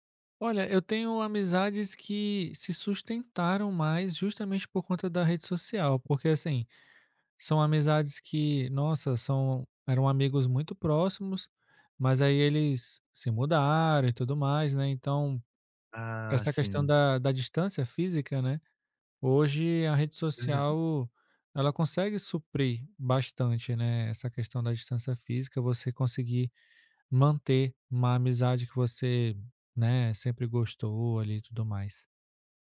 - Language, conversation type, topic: Portuguese, podcast, Como o celular e as redes sociais afetam suas amizades?
- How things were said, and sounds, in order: none